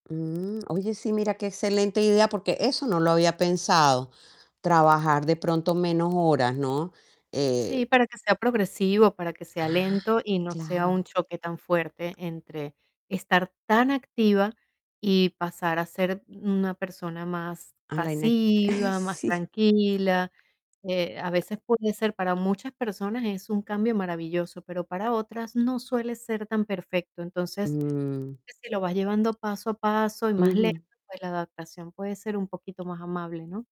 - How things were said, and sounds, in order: static; distorted speech; other background noise; tapping
- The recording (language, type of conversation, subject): Spanish, advice, ¿Estás considerando jubilarte o reducir tu jornada laboral a tiempo parcial?